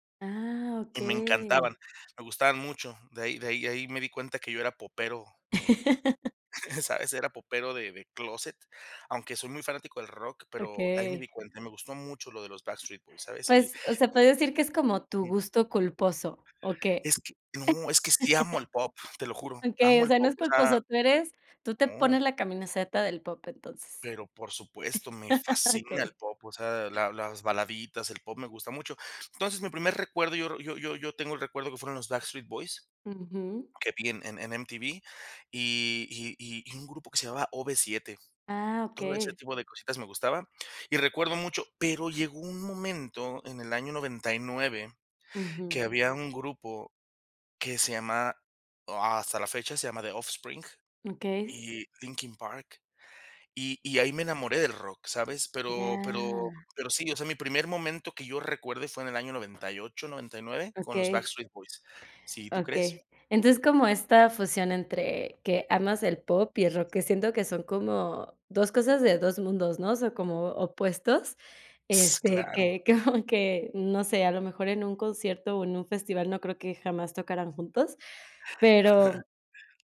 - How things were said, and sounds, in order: laugh; chuckle; tapping; other noise; laugh; "camiseta" said as "caminaseta"; laugh; laughing while speaking: "Okey"; laughing while speaking: "como que"; chuckle
- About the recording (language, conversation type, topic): Spanish, podcast, ¿Cómo descubriste tu gusto musical actual?